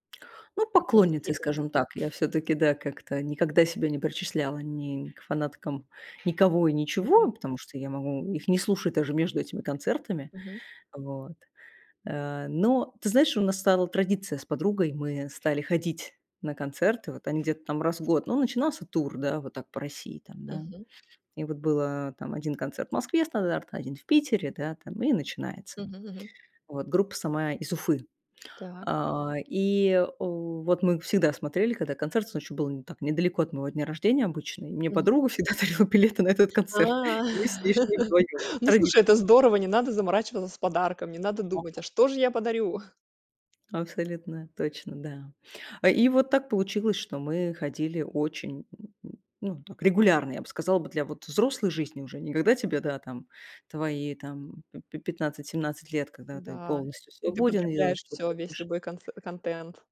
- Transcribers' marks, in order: other background noise; tapping; laughing while speaking: "всегда дарила билеты на этот концерт"; laugh; unintelligible speech; exhale; grunt
- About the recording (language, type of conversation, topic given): Russian, podcast, Какой первый концерт произвёл на тебя сильное впечатление?
- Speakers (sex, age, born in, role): female, 35-39, Russia, guest; female, 40-44, Russia, host